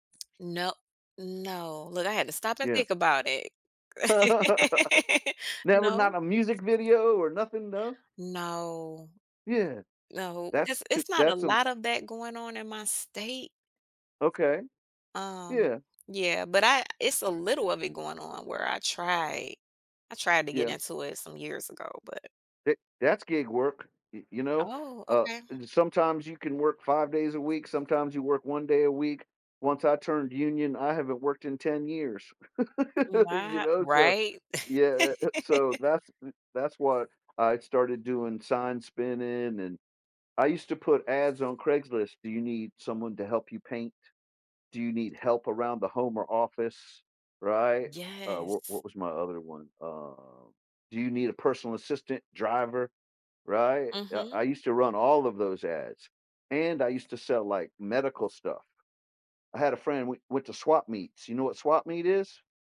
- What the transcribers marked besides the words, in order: laugh; laugh; laugh
- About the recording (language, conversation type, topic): English, unstructured, How do you decide between the stability of a traditional job and the flexibility of gig work?
- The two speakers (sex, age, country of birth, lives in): female, 45-49, United States, United States; male, 60-64, United States, United States